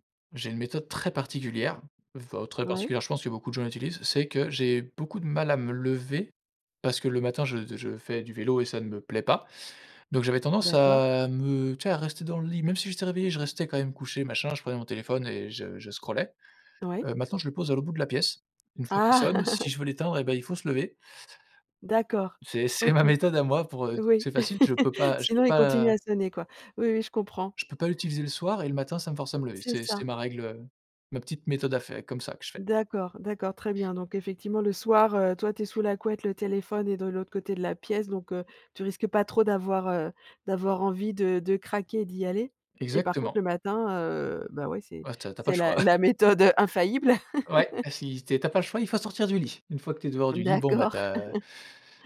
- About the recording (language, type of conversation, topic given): French, podcast, Quelles règles t’imposes-tu concernant les écrans avant de dormir, et que fais-tu concrètement ?
- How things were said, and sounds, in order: chuckle; laughing while speaking: "c'est ma méthode"; laugh; other background noise; tapping; chuckle; laugh; laughing while speaking: "D'accord"; laugh